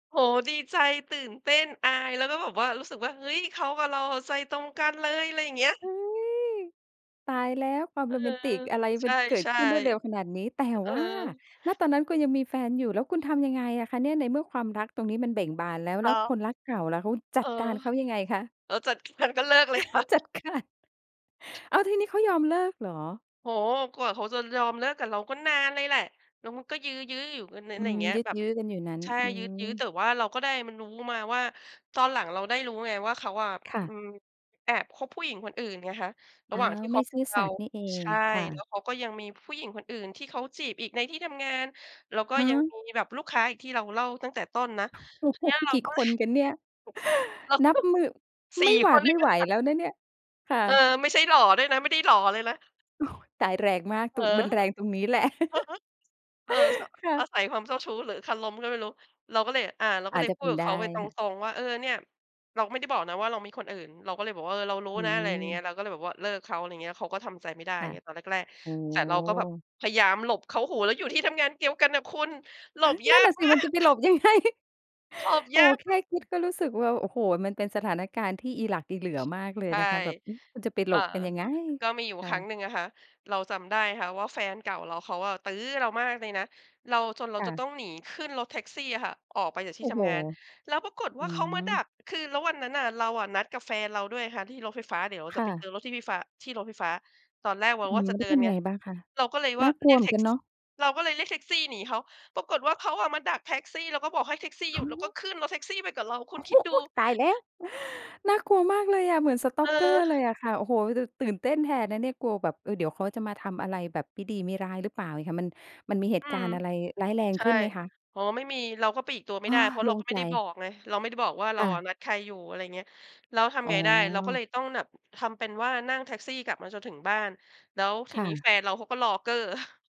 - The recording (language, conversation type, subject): Thai, podcast, ประสบการณ์ชีวิตแต่งงานของคุณเป็นอย่างไร เล่าให้ฟังได้ไหม?
- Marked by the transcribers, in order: chuckle; laughing while speaking: "จัดการ"; tapping; "รู้" said as "นู้"; laughing while speaking: "โอ้โฮ !"; other noise; chuckle; chuckle; "เดียว" said as "เกียว"; stressed: "หลบยากมาก"; laughing while speaking: "ไง"; unintelligible speech; stressed: "ไง"; laughing while speaking: "อุ๊ย !"; in English: "Stalker"; chuckle